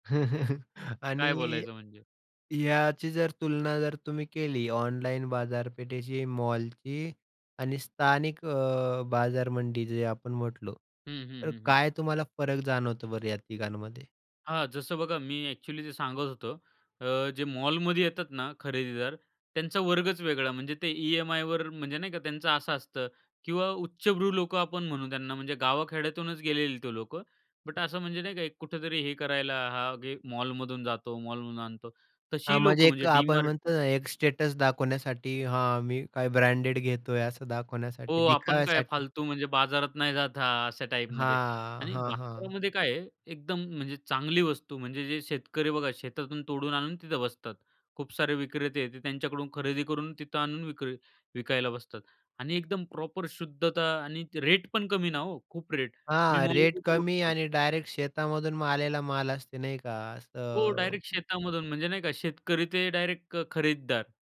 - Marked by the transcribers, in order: chuckle; tapping; in English: "स्टेटस"; other noise
- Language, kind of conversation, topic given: Marathi, podcast, स्थानिक बाजारातल्या अनुभवांबद्दल तुला काय आठवतं?
- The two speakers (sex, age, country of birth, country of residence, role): male, 25-29, India, India, guest; male, 30-34, India, India, host